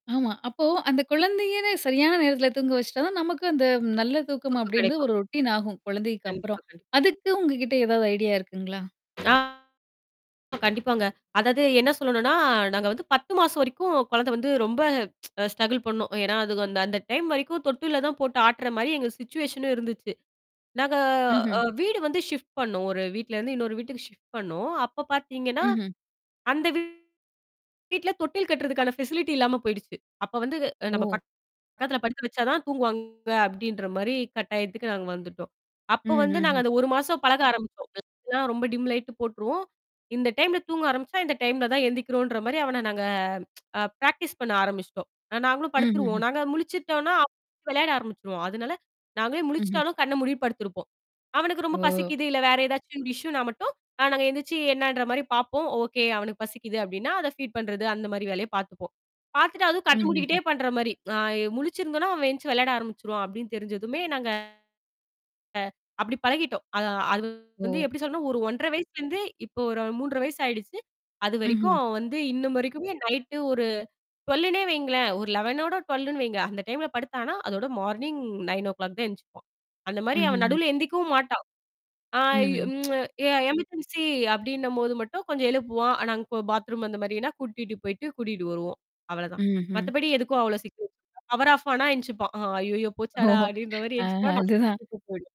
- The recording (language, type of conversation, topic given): Tamil, podcast, நல்ல தூக்கம் வருவதற்கு நீங்கள் பின்பற்றும் தினசரி உறக்க பழக்கம் எப்படி இருக்கும்?
- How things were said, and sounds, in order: distorted speech; in English: "ரொட்டீன்"; static; tsk; in English: "ஸ்ட்ரக்குல்"; in English: "சிட்சுவேஷனும்"; in English: "ஷிப்ட்"; in English: "ஷிப்ட்"; in English: "ஃபெசிலிட்டி"; in English: "டிம் லைட்டு"; tsk; in English: "பிராக்டிஸ்"; in English: "இஷ்யுன்னா"; in English: "ஃபீட்"; other background noise; in English: "ட்வெல்லுன்னே"; in English: "லெவெனோட, ட்வெல்லுன்னு"; in English: "மார்னிங் நைனோ கிளாக்"; tsk; in English: "எ எமர்ஜென்ஸி"; unintelligible speech; in English: "பவர் ஆஃப்"; laughing while speaking: "அ அய்யய்யோ போச்சாடா! அப்படீன்ற மாரி எந்திச்சுப்பான்"; laughing while speaking: "ஆஹா, அது தான்"